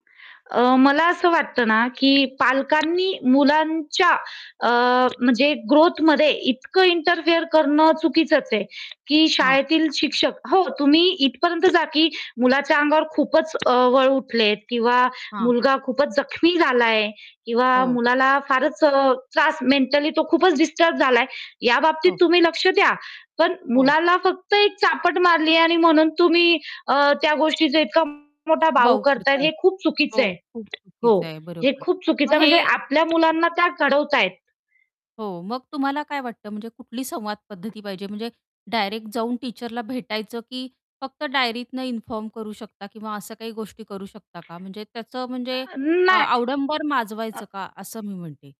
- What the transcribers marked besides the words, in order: distorted speech; other background noise; in English: "इंटरफिअर"; static; tapping; in English: "टीचरला"; "आडंबर" said as "अवडंबर"
- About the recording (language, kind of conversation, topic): Marathi, podcast, मुलांना स्वातंत्र्य देताना योग्य मर्यादा कशा ठरवायला हव्यात?